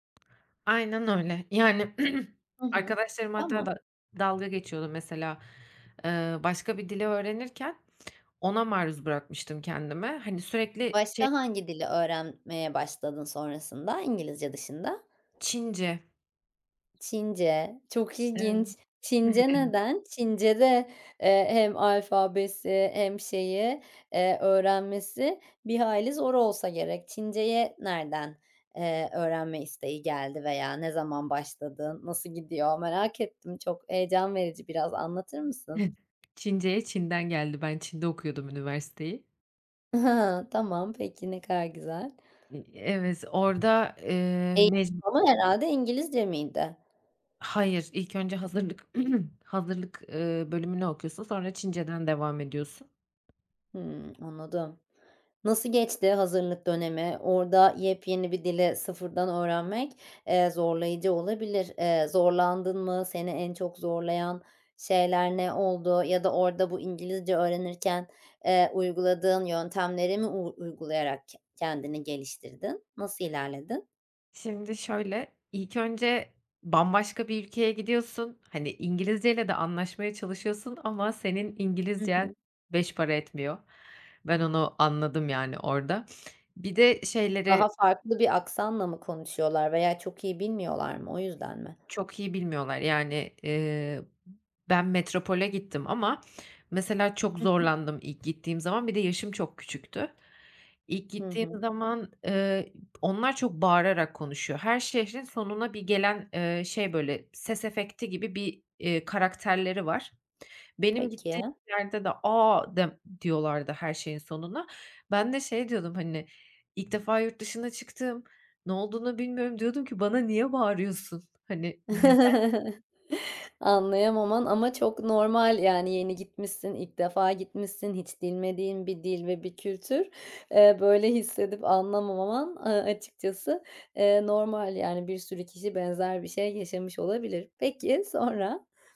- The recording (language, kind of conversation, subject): Turkish, podcast, Kendi kendine öğrenmeyi nasıl öğrendin, ipuçların neler?
- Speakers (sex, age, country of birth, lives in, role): female, 30-34, Turkey, Netherlands, guest; female, 30-34, Turkey, Netherlands, host
- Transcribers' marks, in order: other background noise; throat clearing; unintelligible speech; tapping; chuckle; throat clearing; other noise; chuckle; "bilmediğin" said as "dilmediğin"